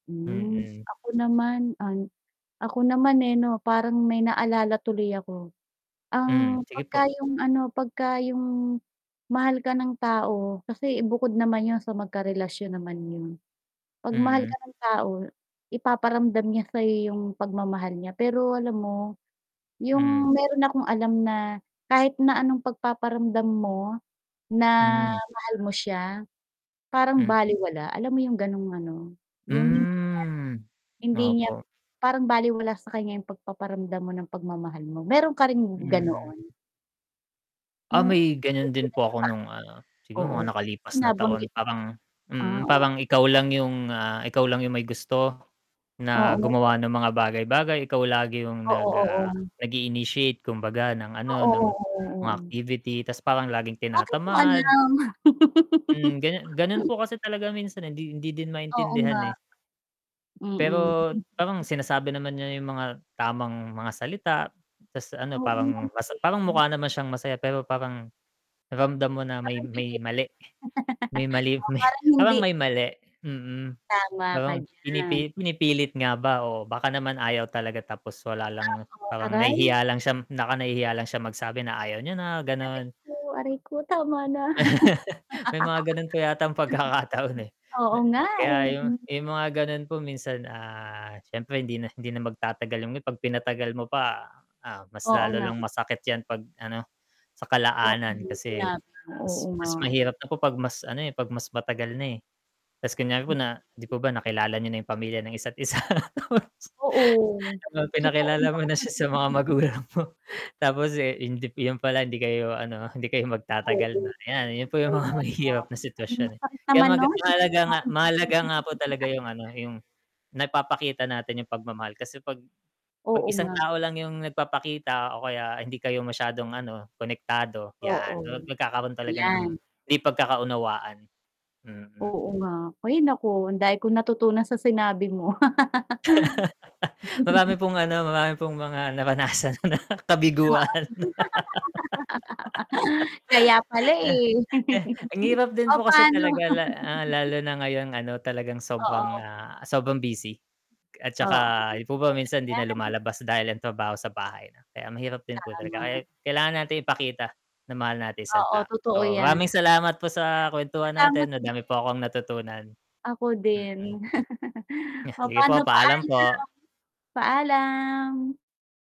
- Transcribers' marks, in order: static; drawn out: "Hmm"; unintelligible speech; laugh; chuckle; laugh; scoff; laugh; laugh; laugh; laugh; laughing while speaking: "mahihirap"; laugh; laugh; laughing while speaking: "naranasan na"; laugh; laugh; laugh; laugh; scoff
- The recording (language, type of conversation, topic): Filipino, unstructured, Paano mo ipinapakita ang pagmamahal sa isang tao?